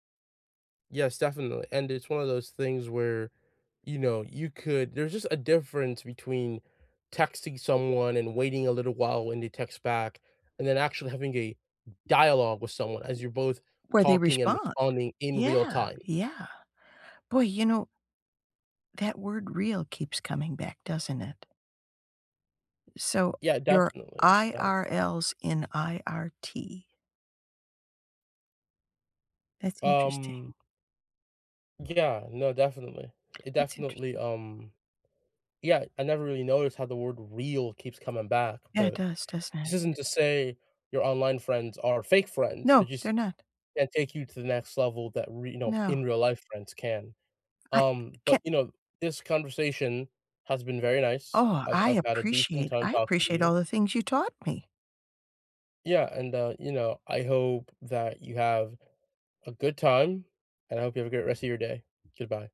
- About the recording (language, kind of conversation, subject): English, unstructured, How do you think social media affects real-life friendships today?
- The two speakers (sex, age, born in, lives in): female, 65-69, United States, United States; male, 20-24, United States, United States
- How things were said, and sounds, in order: stressed: "dialogue"; other background noise; tapping; stressed: "fake"